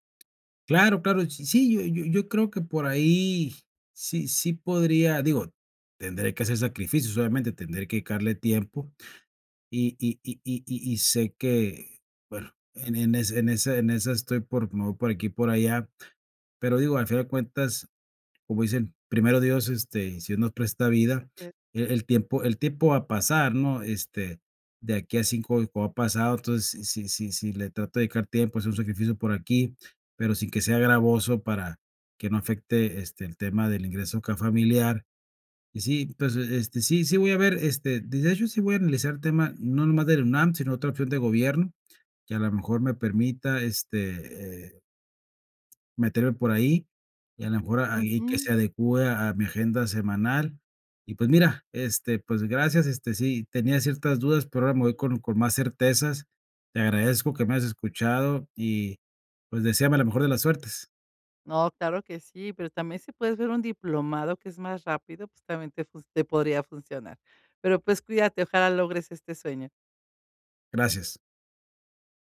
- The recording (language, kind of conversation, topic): Spanish, advice, ¿Cómo puedo decidir si volver a estudiar o iniciar una segunda carrera como adulto?
- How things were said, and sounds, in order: tapping; unintelligible speech; unintelligible speech